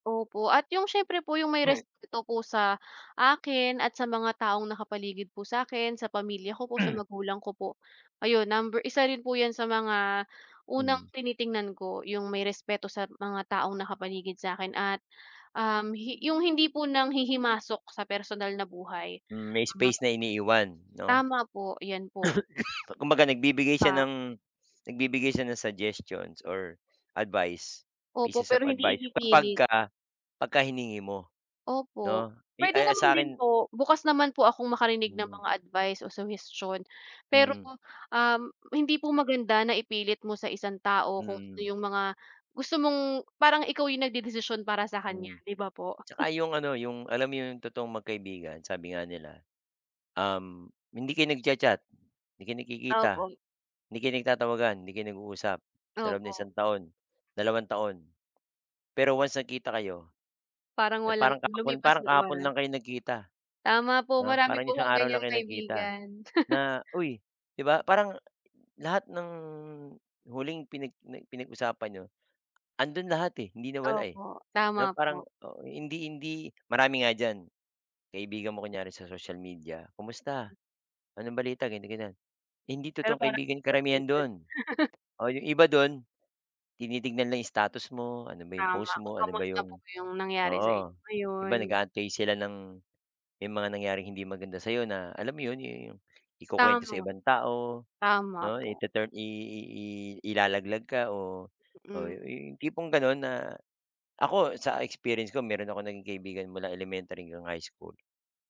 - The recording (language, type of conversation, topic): Filipino, unstructured, Ano ang diskarte mo sa pagbuo ng mga bagong pagkakaibigan?
- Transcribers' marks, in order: throat clearing; throat clearing; tapping; cough; scoff; alarm; laugh; other background noise; chuckle